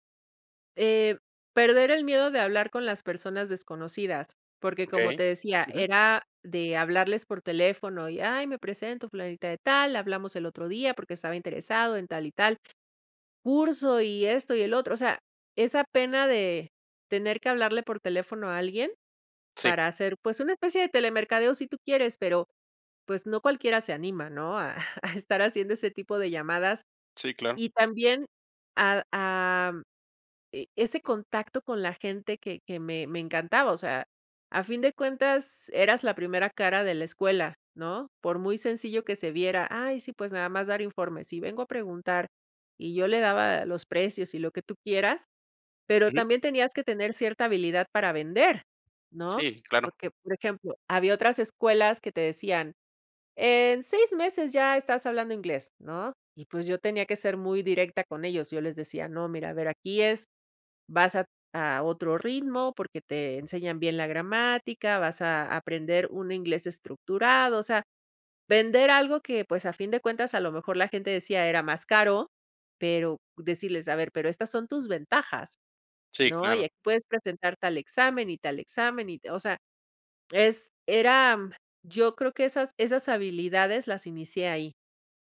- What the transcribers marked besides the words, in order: "era" said as "eram"
- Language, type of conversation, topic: Spanish, podcast, ¿Cuál fue tu primer trabajo y qué aprendiste de él?
- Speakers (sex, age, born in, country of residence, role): female, 50-54, Mexico, Mexico, guest; male, 30-34, Mexico, Mexico, host